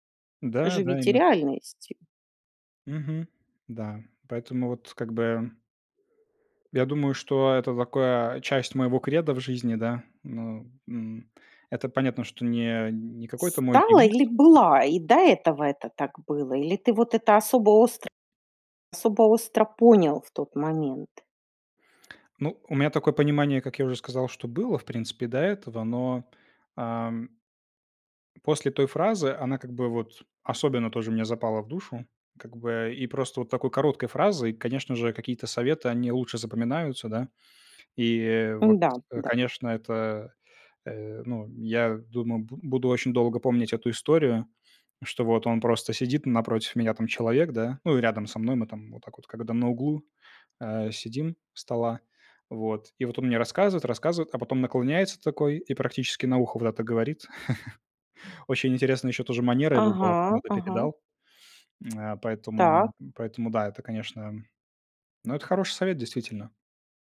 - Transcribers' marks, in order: tapping; other background noise; chuckle; tongue click
- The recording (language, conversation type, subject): Russian, podcast, Какой совет от незнакомого человека ты до сих пор помнишь?